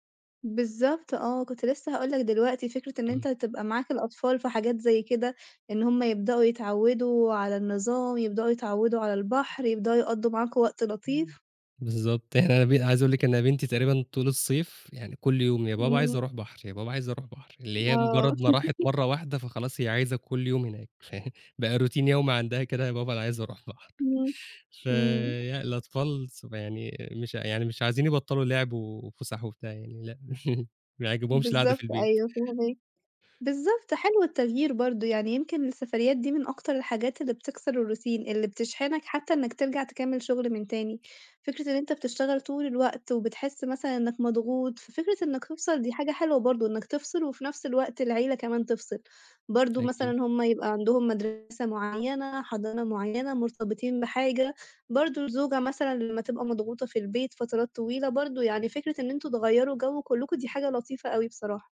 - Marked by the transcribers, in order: laugh; laughing while speaking: "فيعني"; in English: "routine"; chuckle; in English: "الroutine"; tapping
- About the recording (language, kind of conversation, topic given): Arabic, podcast, روتين الصبح عندكم في البيت ماشي إزاي؟
- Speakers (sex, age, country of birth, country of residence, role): female, 25-29, Egypt, Italy, host; male, 25-29, Egypt, Egypt, guest